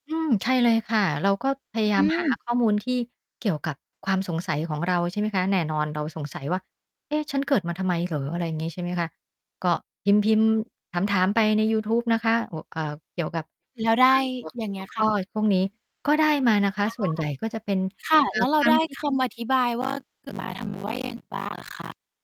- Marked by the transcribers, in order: distorted speech; mechanical hum
- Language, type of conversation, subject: Thai, podcast, คุณเคยท้อกับการหาจุดหมายในชีวิตไหม แล้วคุณรับมือกับความรู้สึกนั้นอย่างไร?